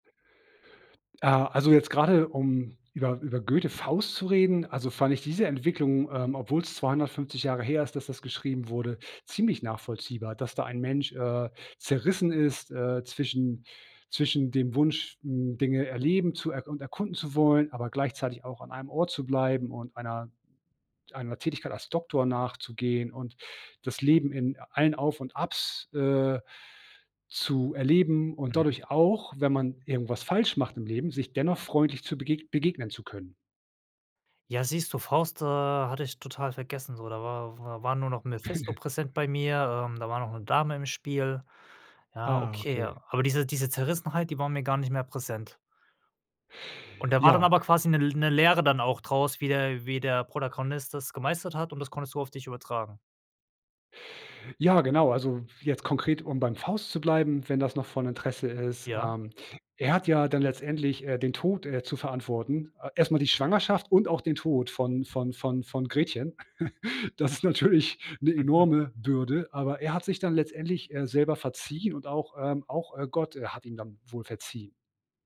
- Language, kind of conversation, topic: German, podcast, Wie lernst du, dir selbst freundlicher gegenüberzutreten?
- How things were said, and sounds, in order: stressed: "falsch"; giggle; stressed: "und"; giggle; laughing while speaking: "Das ist natürlich"